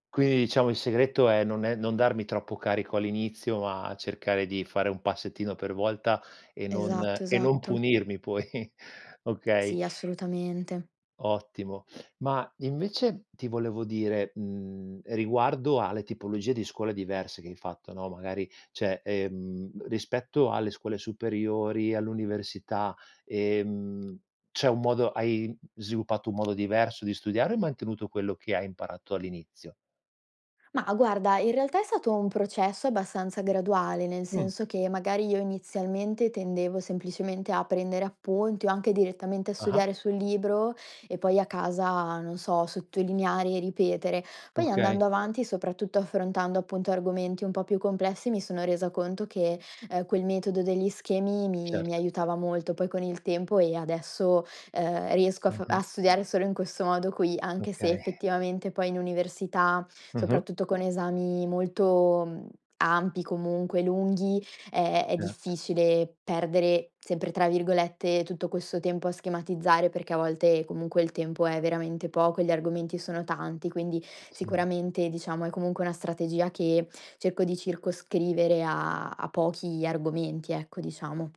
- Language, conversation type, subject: Italian, podcast, Come costruire una buona routine di studio che funzioni davvero?
- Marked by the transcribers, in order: chuckle; chuckle